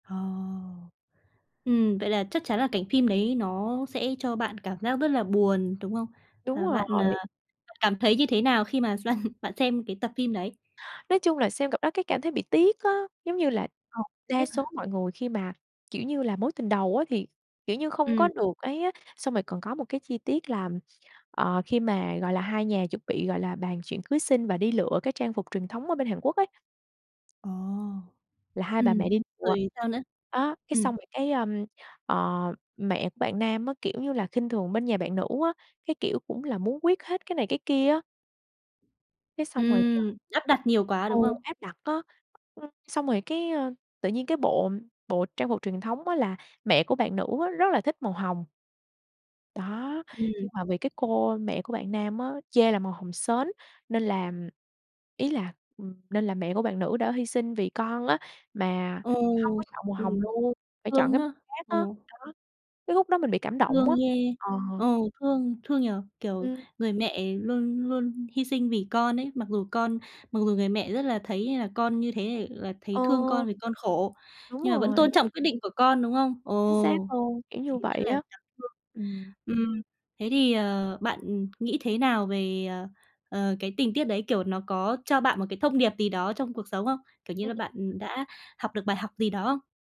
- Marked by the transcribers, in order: tapping; laughing while speaking: "bạn"; other background noise
- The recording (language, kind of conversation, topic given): Vietnamese, podcast, Bạn từng cày bộ phim bộ nào đến mức mê mệt, và vì sao?